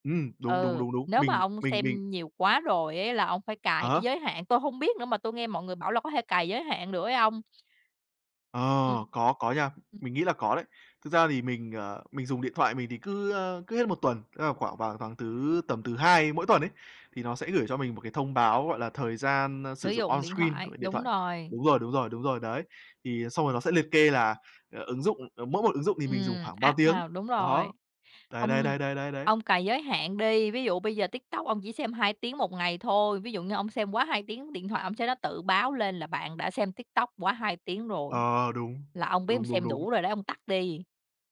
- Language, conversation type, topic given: Vietnamese, unstructured, Việc sử dụng mạng xã hội quá nhiều ảnh hưởng đến sức khỏe tinh thần của bạn như thế nào?
- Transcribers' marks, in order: other background noise; in English: "on screen"; tapping; in English: "app"